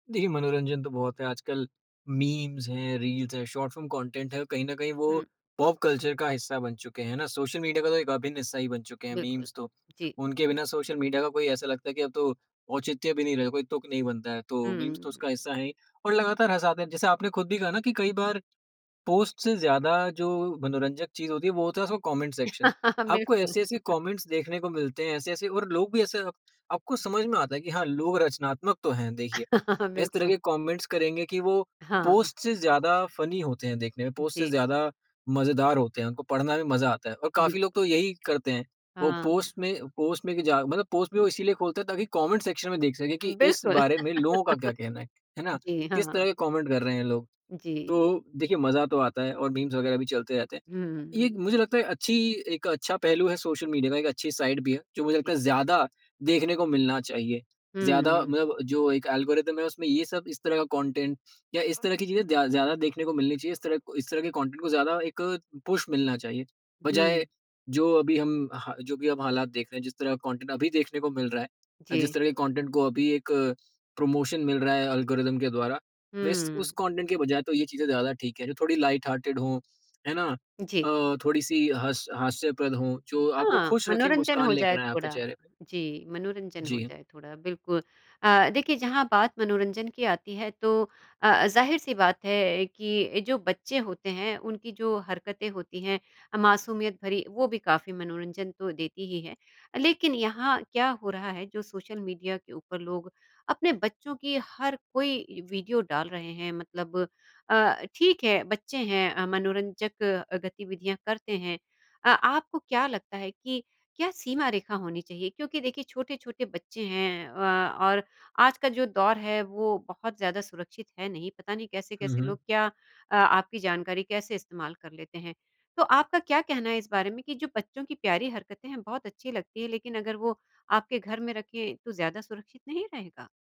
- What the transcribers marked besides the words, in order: in English: "मीम्स"; in English: "रील्स"; in English: "कंटेंट"; in English: "पॉप कल्चर"; in English: "मीम्स"; in English: "मीम्स"; laugh; laughing while speaking: "हाँ"; in English: "कमेंट सेक्शन"; chuckle; in English: "कमेंट्स"; laugh; laughing while speaking: "हाँ"; in English: "कमेंट्स"; in English: "फनी"; in English: "कमेंट सेक्शन"; laugh; in English: "कमेंट"; in English: "मीम्स"; in English: "साइड"; in English: "एल्गोरिदम"; in English: "कंटेंट"; other background noise; in English: "कंटेंट"; in English: "पुश"; in English: "कंटेंट"; in English: "कंटेंट"; in English: "प्रमोशन"; in English: "एल्गोरिथम"; in English: "कंटेंट"; in English: "लाइट हार्टेड"
- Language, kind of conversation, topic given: Hindi, podcast, आप अपनी व्यक्तिगत ज़िंदगी को सामाजिक मंचों पर साझा करने के बारे में क्या सोचते हैं?
- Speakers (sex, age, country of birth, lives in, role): female, 50-54, India, India, host; male, 20-24, India, India, guest